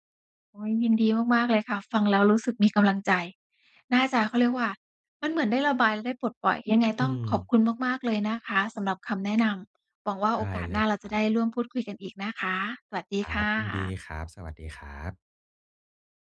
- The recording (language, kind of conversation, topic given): Thai, advice, ฉันควรทำอย่างไรเมื่อรู้สึกโดดเดี่ยวเวลาอยู่ในกลุ่มเพื่อน?
- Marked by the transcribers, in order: none